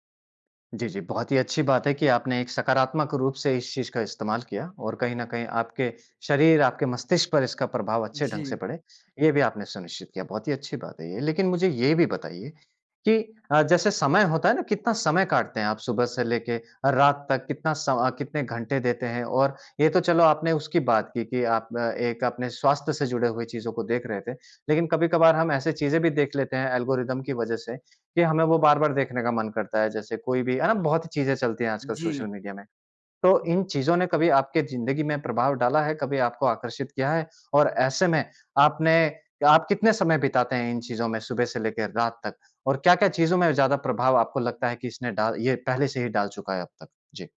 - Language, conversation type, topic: Hindi, podcast, सोशल मीडिया ने आपकी रोज़मर्रा की आदतें कैसे बदलीं?
- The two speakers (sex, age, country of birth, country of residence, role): male, 20-24, India, India, guest; male, 30-34, India, India, host
- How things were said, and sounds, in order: in English: "ऐल्गोरिदम"